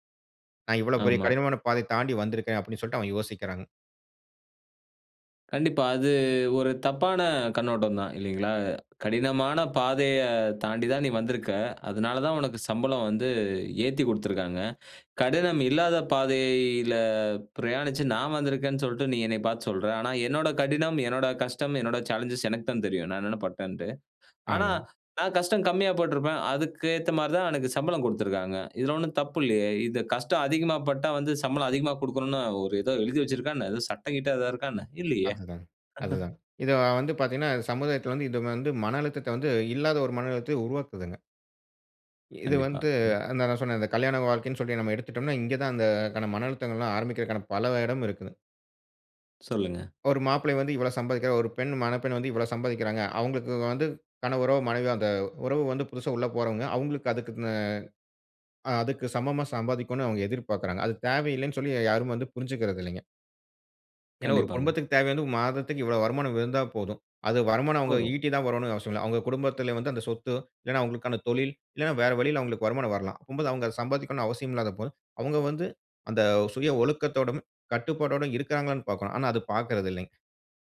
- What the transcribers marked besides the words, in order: inhale; drawn out: "பாதையில"; inhale; chuckle
- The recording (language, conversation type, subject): Tamil, podcast, தியானம் மனஅழுத்தத்தை சமாளிக்க எப்படிப் உதவுகிறது?